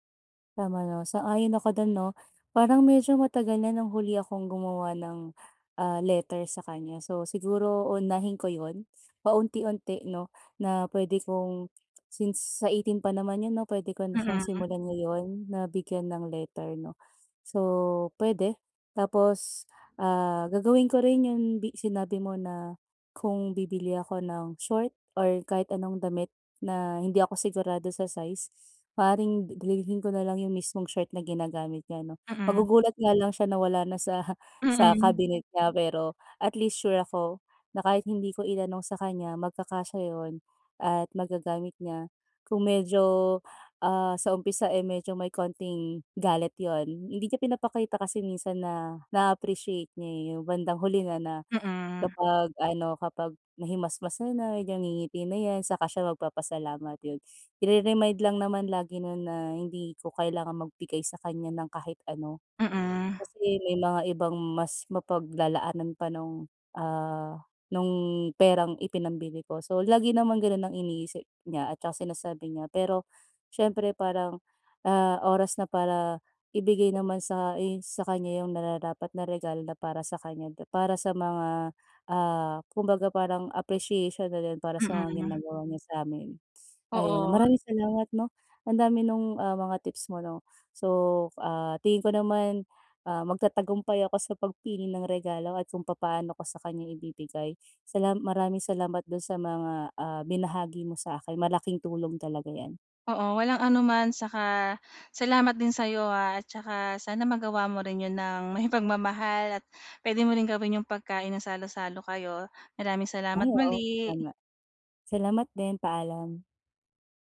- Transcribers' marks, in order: laughing while speaking: "sa"; laughing while speaking: "may"
- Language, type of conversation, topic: Filipino, advice, Paano ako pipili ng makabuluhang regalo para sa isang espesyal na tao?